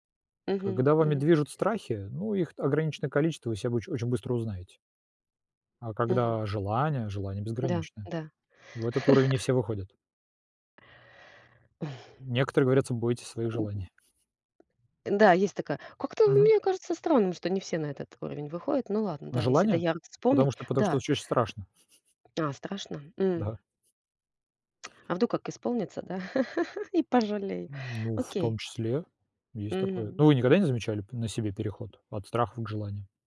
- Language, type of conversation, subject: Russian, unstructured, Что для тебя значит быть собой?
- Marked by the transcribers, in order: laugh; grunt; tapping; chuckle; laughing while speaking: "Да"; laugh